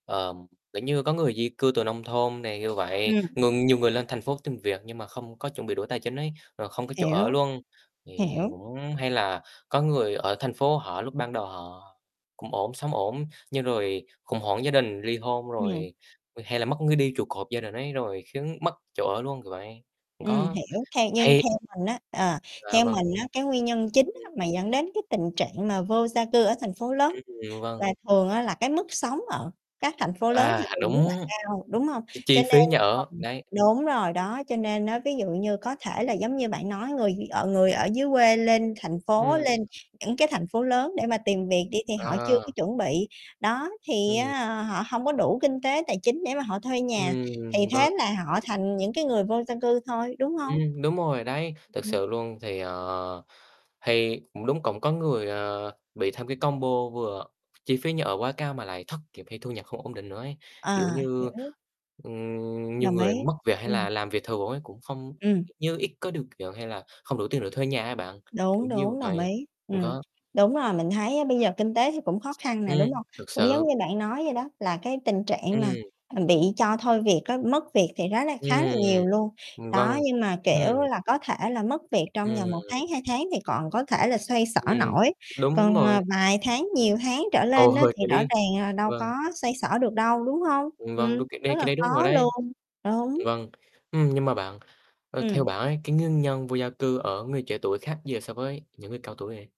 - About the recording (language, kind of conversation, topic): Vietnamese, unstructured, Vì sao ở các thành phố lớn vẫn còn nhiều người vô gia cư?
- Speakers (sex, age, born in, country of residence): female, 55-59, Vietnam, Vietnam; male, 18-19, Vietnam, Vietnam
- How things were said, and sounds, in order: tapping; other background noise; static; distorted speech; unintelligible speech; mechanical hum